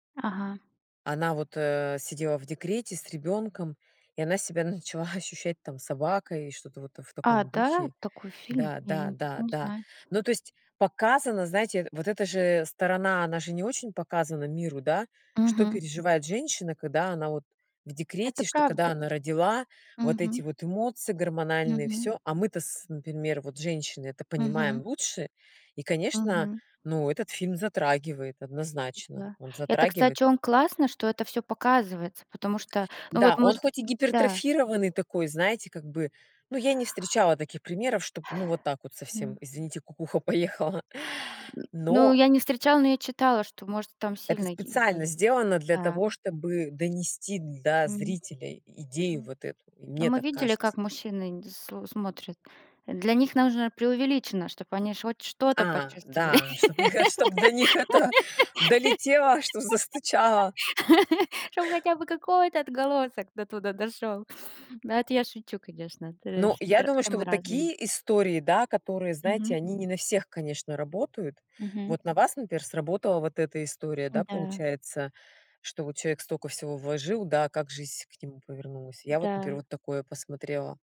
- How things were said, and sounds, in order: tapping; laughing while speaking: "кукуха поехала"; grunt; laughing while speaking: "чтобы их чтоб до них это долетело, что застучало"; laugh
- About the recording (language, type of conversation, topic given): Russian, unstructured, Почему фильмы иногда вызывают сильные эмоции?